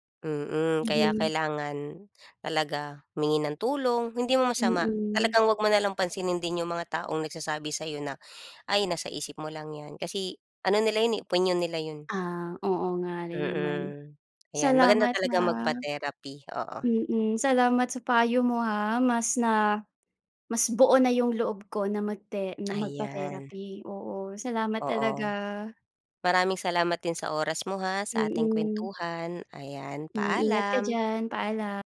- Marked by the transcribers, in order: tapping
- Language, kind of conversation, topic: Filipino, unstructured, Ano ang masasabi mo sa mga taong hindi naniniwala sa pagpapayo ng dalubhasa sa kalusugang pangkaisipan?